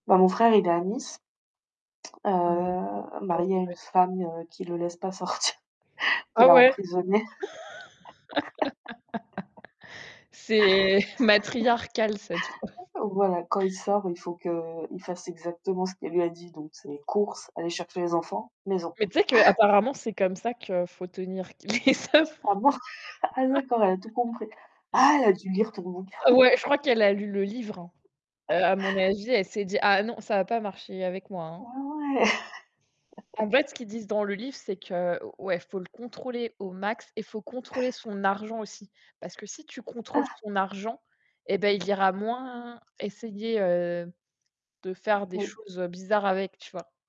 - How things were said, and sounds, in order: distorted speech; unintelligible speech; laughing while speaking: "sortir"; laugh; other background noise; tapping; chuckle; laughing while speaking: "les hommes"; laugh; laughing while speaking: "bouquin !"; chuckle; static; chuckle; chuckle
- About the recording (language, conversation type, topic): French, unstructured, La sagesse vient-elle de l’expérience ou de l’éducation ?